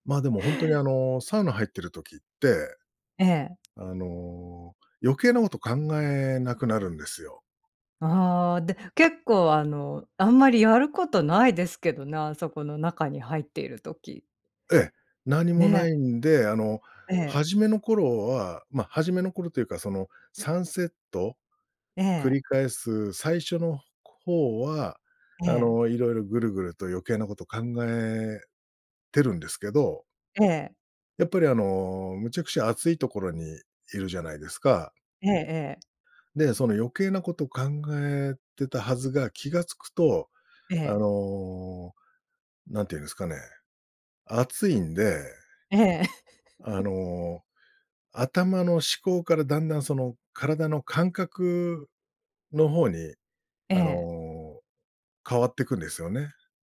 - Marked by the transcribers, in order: laugh
- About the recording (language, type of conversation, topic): Japanese, podcast, 休みの日はどんな風にリセットしてる？